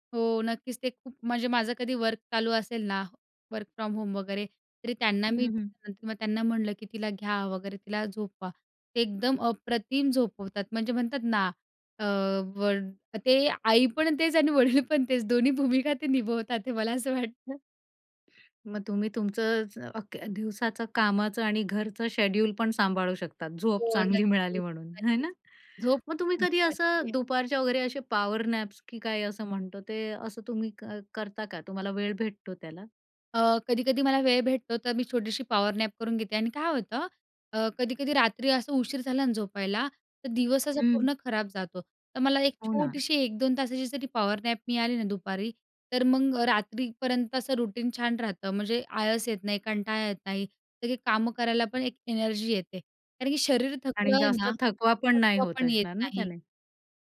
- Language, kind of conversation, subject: Marathi, podcast, झोप सुधारण्यासाठी तुम्ही काय करता?
- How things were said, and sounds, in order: tapping; in English: "वर्क फ्रॉम होम"; laughing while speaking: "वडील पण तेच दोन्ही भूमिका ते निभवतात ते मला असं वाटतं"; other background noise; in English: "नॅप्स"; in English: "पॉवर नॅप"; in English: "पॉवर नॅप"; in English: "रुटीन"